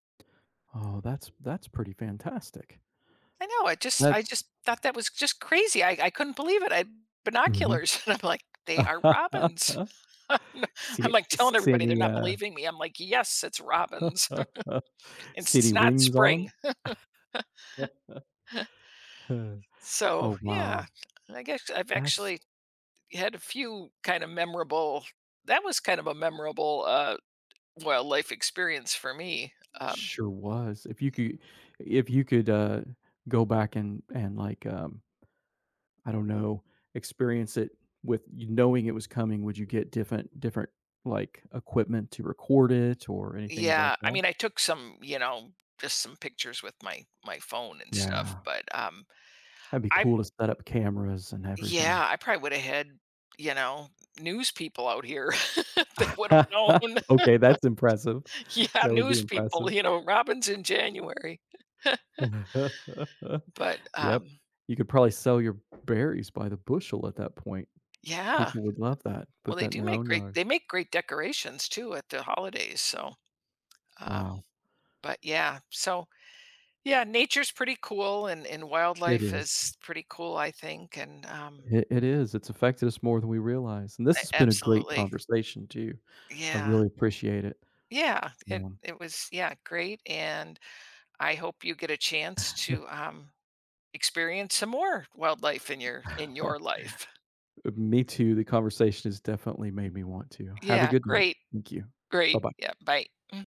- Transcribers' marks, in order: laugh; chuckle; chuckle; chuckle; other background noise; laugh; chuckle; laughing while speaking: "known. Yeah, news people"; chuckle; chuckle; door; tapping; chuckle; chuckle
- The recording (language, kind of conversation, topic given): English, unstructured, How have encounters with animals or nature impacted your perspective?
- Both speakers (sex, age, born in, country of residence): female, 65-69, United States, United States; male, 55-59, United States, United States